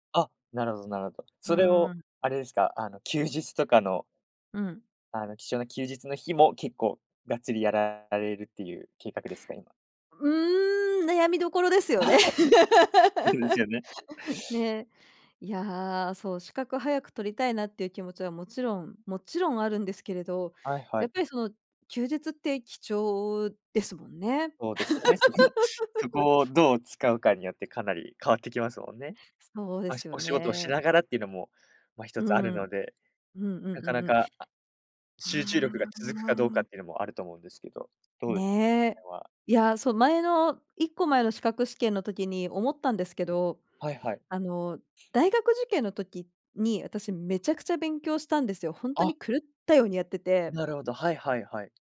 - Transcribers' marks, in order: other background noise; laugh; laugh
- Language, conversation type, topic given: Japanese, podcast, これから学びたいことは何ですか？